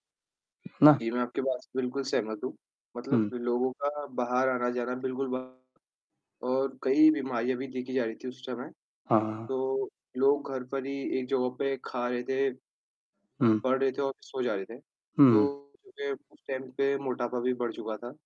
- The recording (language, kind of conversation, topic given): Hindi, unstructured, बच्चों की पढ़ाई पर कोविड-19 का क्या असर पड़ा है?
- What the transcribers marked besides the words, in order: background speech; distorted speech; in English: "टाइम"